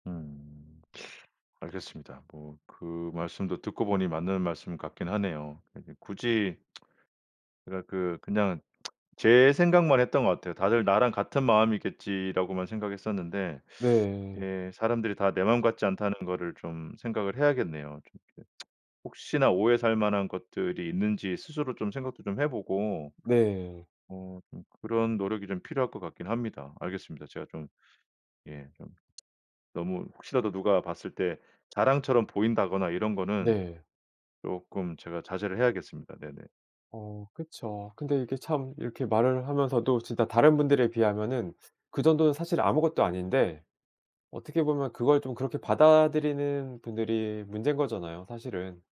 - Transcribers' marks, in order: tsk; tsk; tapping; other background noise
- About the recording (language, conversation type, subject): Korean, advice, SNS에 올리는 모습과 실제 삶의 괴리감 때문에 혼란스러울 때 어떻게 해야 하나요?